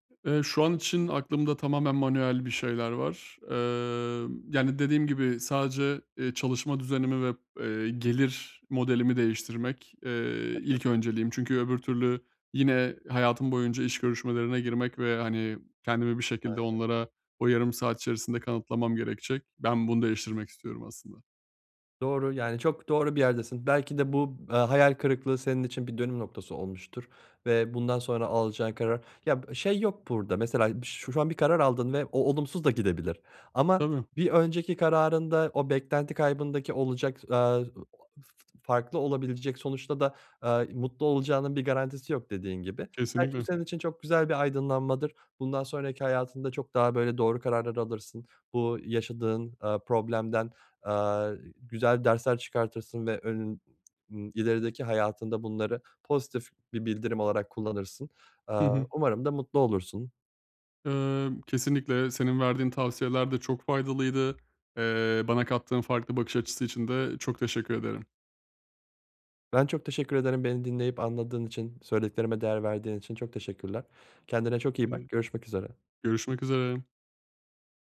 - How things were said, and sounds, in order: unintelligible speech; tapping
- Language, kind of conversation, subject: Turkish, advice, Beklentilerim yıkıldıktan sonra yeni hedeflerimi nasıl belirleyebilirim?